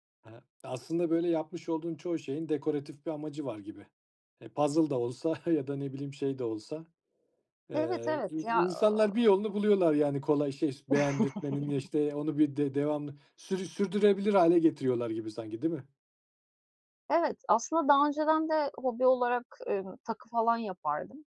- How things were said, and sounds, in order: other background noise; chuckle; chuckle; tapping
- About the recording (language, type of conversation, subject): Turkish, podcast, Bu hobiyi nasıl ve nerede keşfettin?
- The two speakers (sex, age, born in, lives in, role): female, 35-39, Turkey, Greece, guest; male, 35-39, Turkey, Austria, host